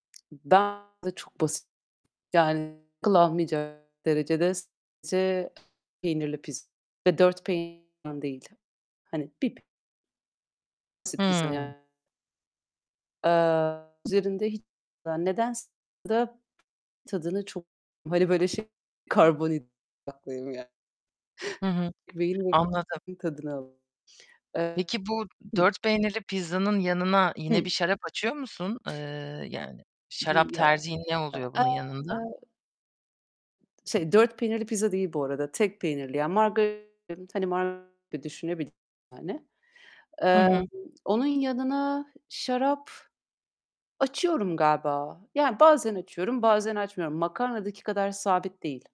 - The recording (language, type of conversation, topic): Turkish, podcast, Bir yemeğin seni anında rahatlatması için neler gerekir?
- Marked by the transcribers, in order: other background noise; distorted speech; unintelligible speech; unintelligible speech; chuckle